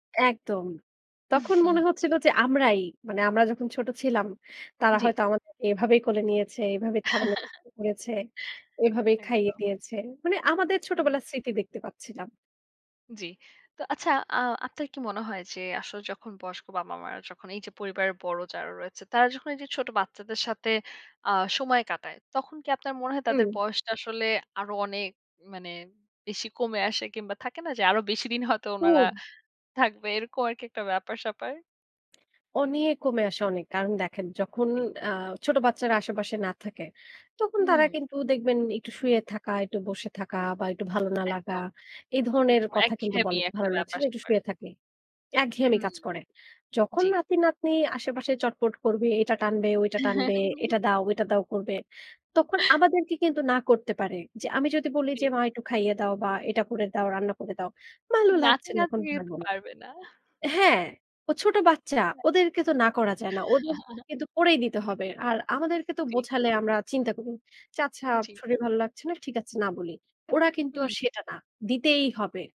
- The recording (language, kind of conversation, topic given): Bengali, podcast, পরিবারের সঙ্গে আপনার কোনো বিশেষ মুহূর্তের কথা বলবেন?
- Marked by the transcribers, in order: chuckle; chuckle; tapping; chuckle; laughing while speaking: "নাতি-নাত্নি পারবে না"; other background noise; chuckle